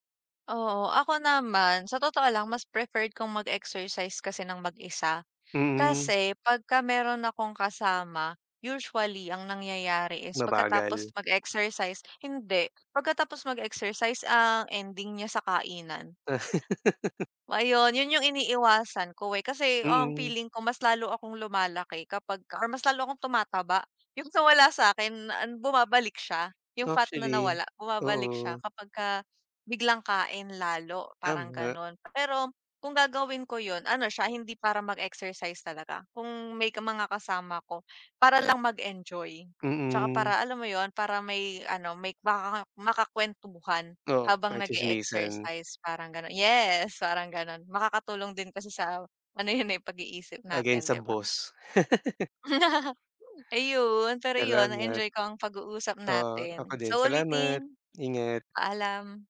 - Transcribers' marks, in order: in English: "preferred"; in English: "usually"; laugh; in English: "Against"; chuckle; laugh
- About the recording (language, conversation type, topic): Filipino, unstructured, Ano ang mga positibong epekto ng regular na pag-eehersisyo sa kalusugang pangkaisipan?